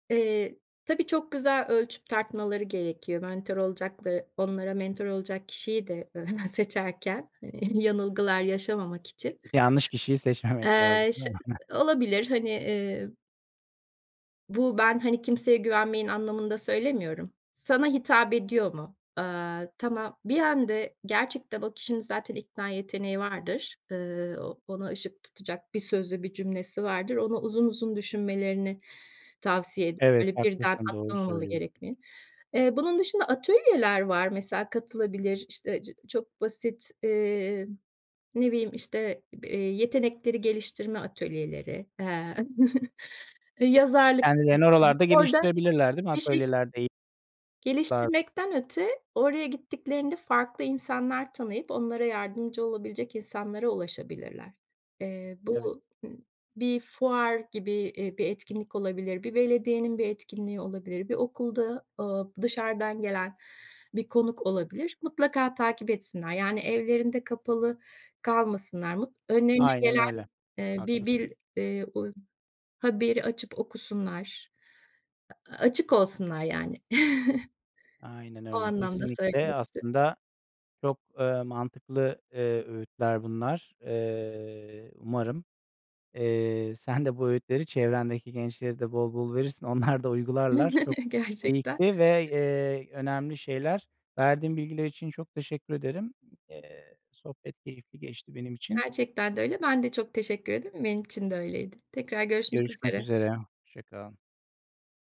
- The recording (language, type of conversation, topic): Turkish, podcast, Gençlere vermek istediğiniz en önemli öğüt nedir?
- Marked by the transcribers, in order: tapping; chuckle; other background noise; other noise; chuckle; unintelligible speech; chuckle; unintelligible speech; background speech; chuckle; drawn out: "Eee"; laughing while speaking: "sen de"; laughing while speaking: "Onlar da"; chuckle